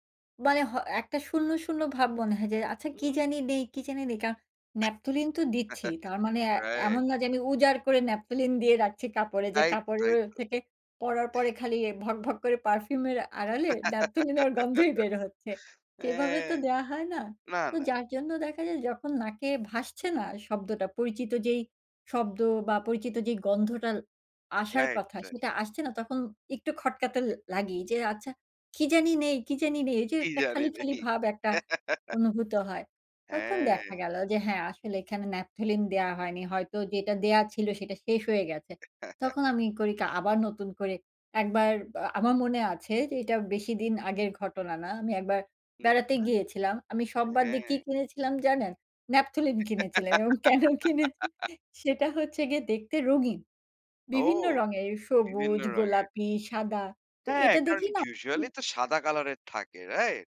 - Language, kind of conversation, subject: Bengali, podcast, বাড়ির কোনো গন্ধ কি তোমার পুরোনো স্মৃতি জাগায়?
- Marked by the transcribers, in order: chuckle; laughing while speaking: "এমন না যে, আমি উজাড় … দেয়া হয় না"; laugh; laughing while speaking: "কি জানি নেই"; laughing while speaking: "আমি সব বাদ দিয়ে কি … গিয়ে দেখতে রঙিন"; laugh